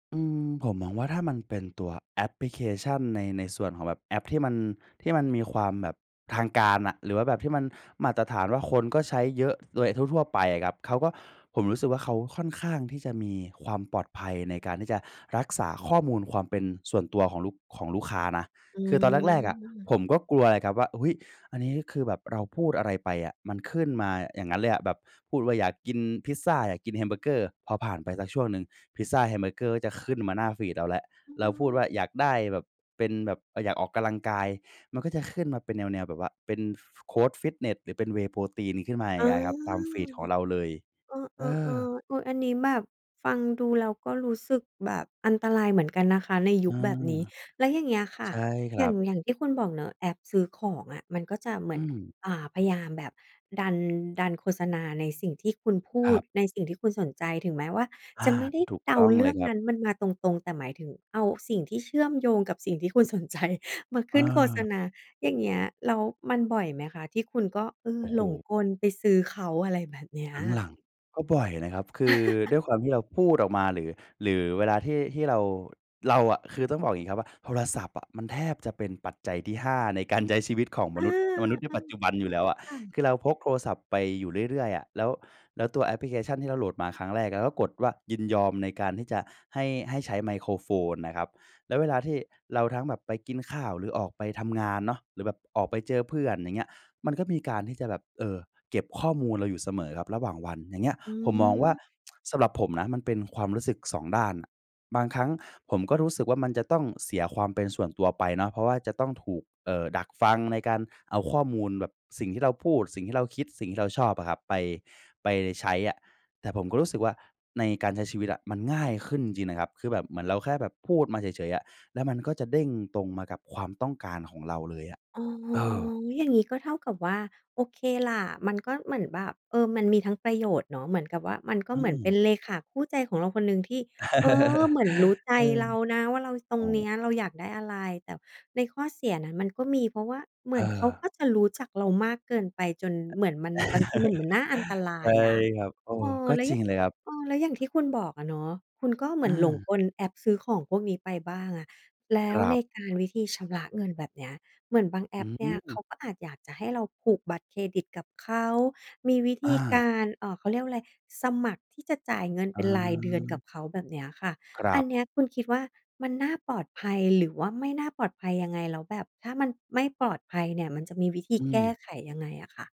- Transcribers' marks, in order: tapping; laughing while speaking: "สนใจ"; laugh; chuckle; chuckle; other background noise
- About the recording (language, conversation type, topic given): Thai, podcast, คุณมองเรื่องความเป็นส่วนตัวในยุคที่ข้อมูลมีอยู่มหาศาลแบบนี้อย่างไร?